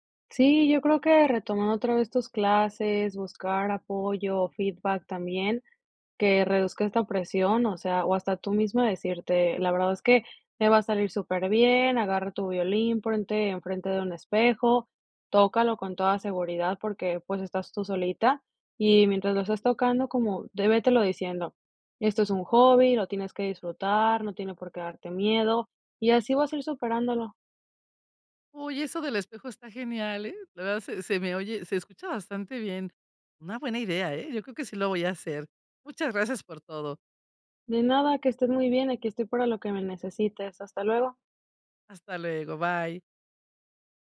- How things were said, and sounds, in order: "ponte" said as "pronte"
- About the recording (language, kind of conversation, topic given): Spanish, advice, ¿Cómo hace que el perfeccionismo te impida empezar un proyecto creativo?